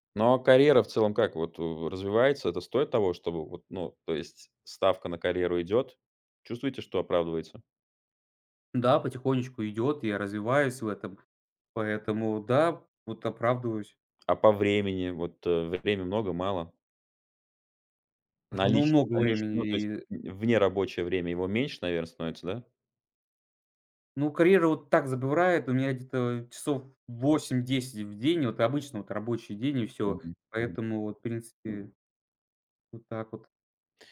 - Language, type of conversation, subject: Russian, advice, Как вы описали бы ситуацию, когда ставите карьеру выше своих ценностей и из‑за этого теряете смысл?
- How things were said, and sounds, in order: tapping; "забирает" said as "забвырает"; other background noise